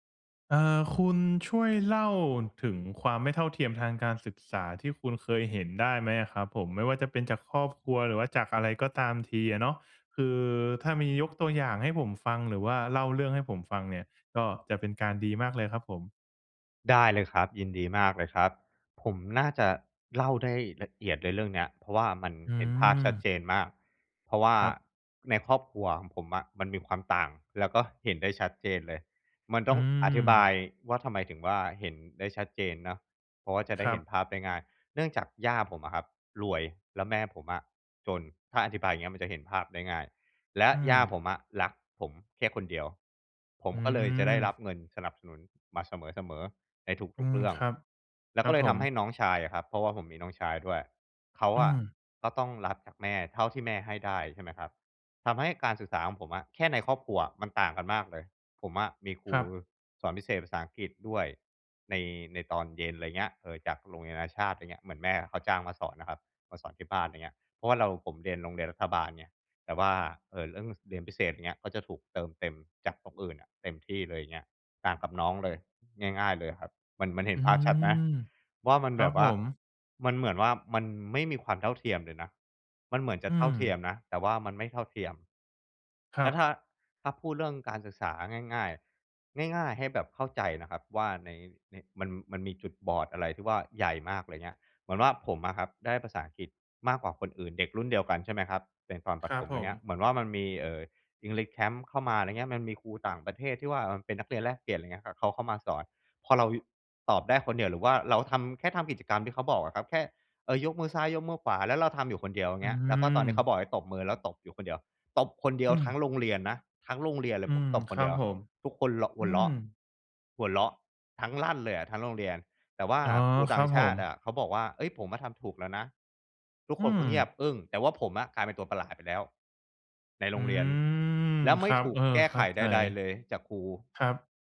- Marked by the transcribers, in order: in English: "English Camp"; other noise
- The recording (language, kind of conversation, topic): Thai, podcast, เล่าถึงความไม่เท่าเทียมทางการศึกษาที่คุณเคยพบเห็นมาได้ไหม?